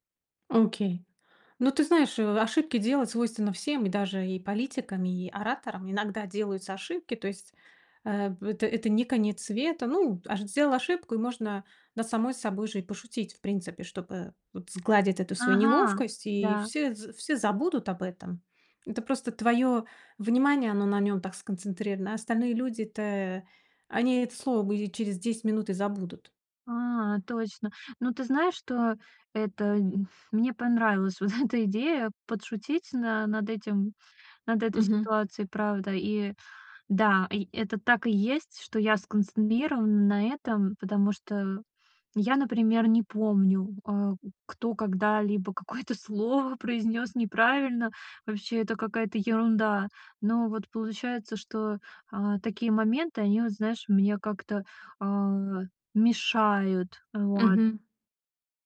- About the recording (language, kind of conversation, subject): Russian, advice, Почему я чувствую себя одиноко на вечеринках и праздниках?
- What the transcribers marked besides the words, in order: laughing while speaking: "вот эта"